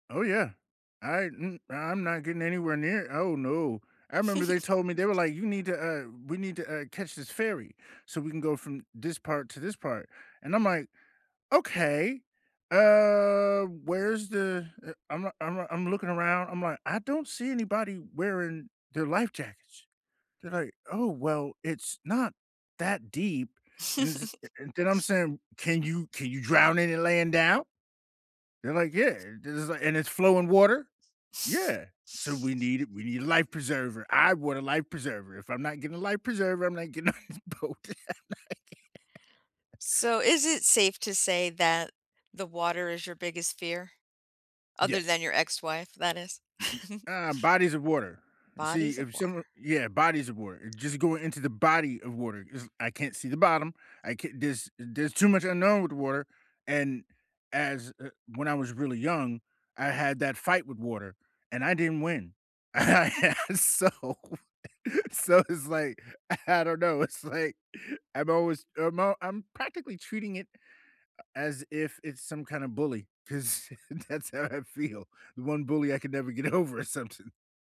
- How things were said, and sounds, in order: chuckle; other background noise; drawn out: "uh"; tapping; chuckle; angry: "Can you can you drown in it laying down?!"; chuckle; angry: "we need a life preserver, I want a life preserver"; laughing while speaking: "on this boat"; laugh; chuckle; stressed: "body"; laugh; laughing while speaking: "So so it's like, I don't know, it's like"; laughing while speaking: "that's how I feel"; laughing while speaking: "over or something"
- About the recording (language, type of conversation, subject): English, unstructured, What is one small daily habit that has improved your everyday life, and how did you make it stick?
- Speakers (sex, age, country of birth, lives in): female, 60-64, United States, United States; male, 40-44, United States, United States